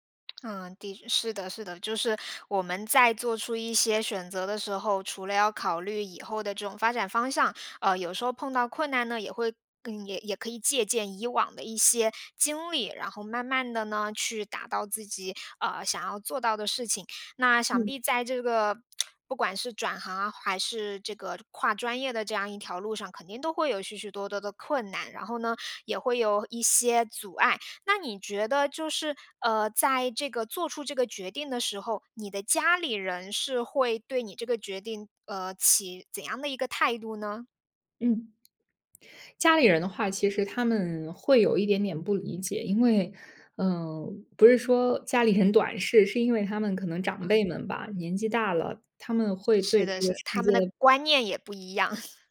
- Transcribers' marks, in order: other background noise; lip smack
- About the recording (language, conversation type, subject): Chinese, podcast, 做决定前你会想五年后的自己吗？